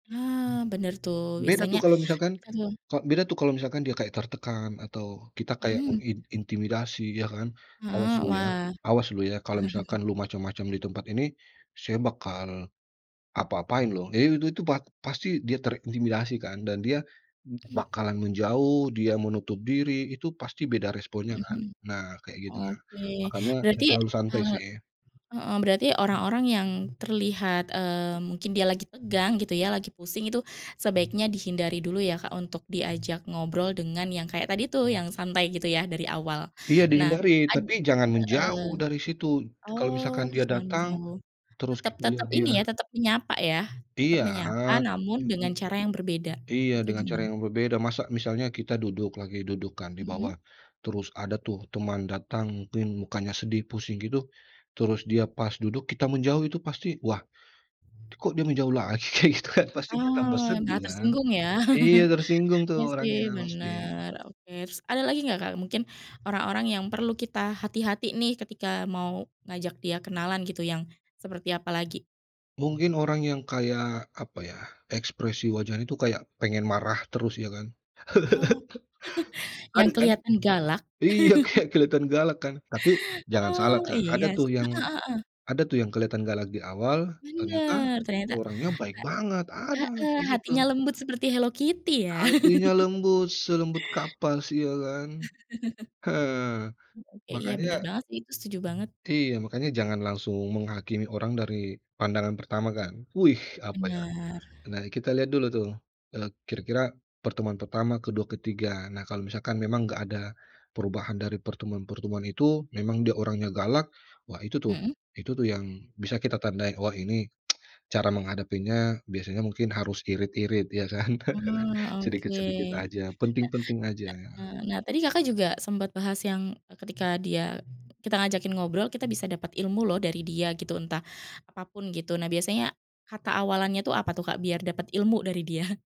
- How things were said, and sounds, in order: other background noise; laugh; laughing while speaking: "kayak gitu, kan"; laugh; laugh; laugh; stressed: "banget"; laugh; laugh; tapping; tsk; laugh
- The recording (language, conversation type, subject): Indonesian, podcast, Bagaimana cara kamu memulai percakapan saat bertemu orang baru?